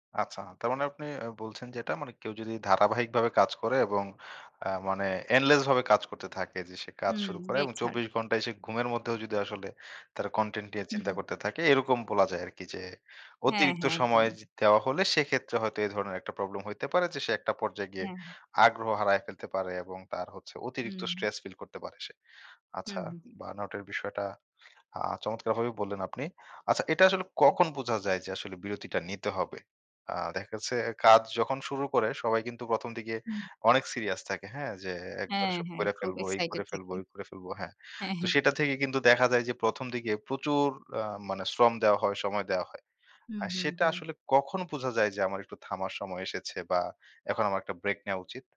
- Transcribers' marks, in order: in English: "এন্ডলেস"
- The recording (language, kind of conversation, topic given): Bengali, podcast, ক্রিয়েটর হিসেবে মানসিক স্বাস্থ্য ভালো রাখতে আপনার কী কী পরামর্শ আছে?